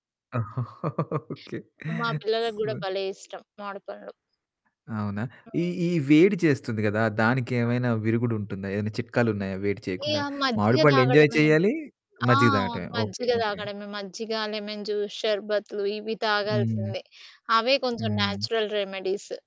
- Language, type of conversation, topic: Telugu, podcast, ఋతువులనుబట్టి మారే వంటకాలు, ఆచారాల గురించి మీ అనుభవం ఏమిటి?
- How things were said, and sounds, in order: laugh; other background noise; distorted speech; in English: "ఎంజాయ్"; in English: "లెమన్ జ్యూస్"; in English: "న్యాచ్య‌రల్ రెమెడీస్"